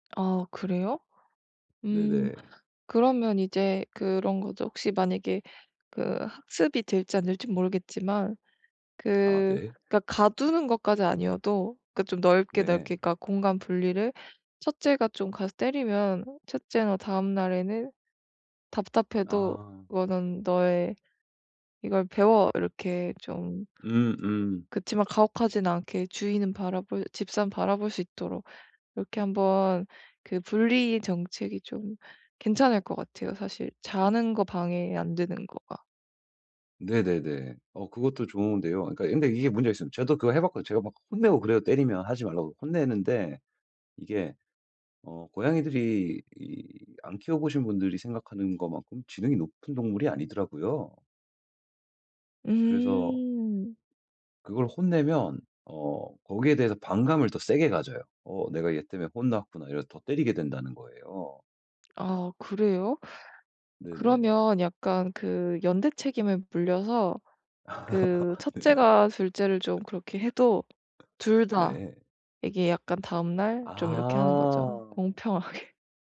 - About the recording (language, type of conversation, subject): Korean, advice, 집에서 제대로 쉬고 즐기지 못할 때 어떻게 하면 좋을까요?
- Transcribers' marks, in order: other background noise; tapping; laughing while speaking: "아 네네"; laugh; laughing while speaking: "공평하게"